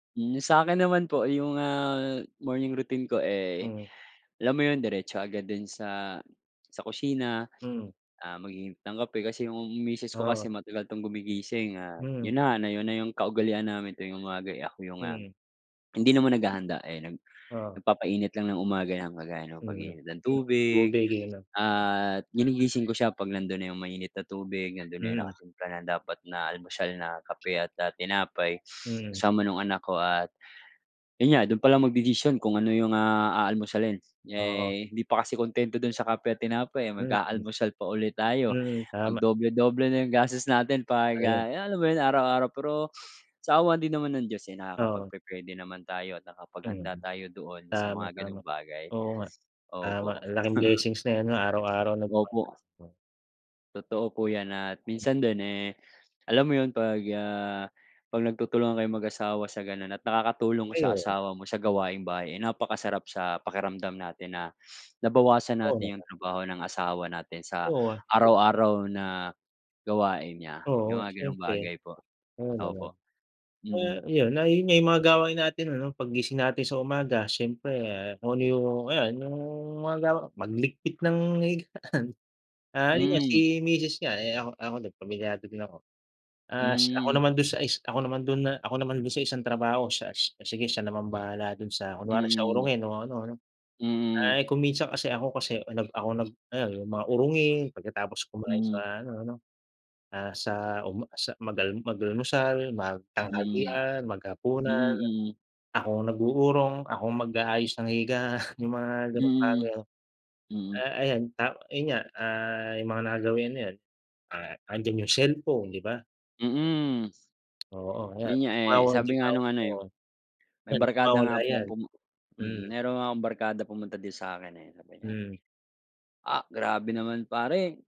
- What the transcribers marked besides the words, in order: other background noise; sniff; tapping; sniff; chuckle; sniff; laughing while speaking: "higaan"; laughing while speaking: "higaan"; background speech
- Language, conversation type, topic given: Filipino, unstructured, Ano ang ginagawa mo tuwing umaga para magising nang maayos?
- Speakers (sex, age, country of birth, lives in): male, 30-34, Philippines, Philippines; male, 35-39, Philippines, Philippines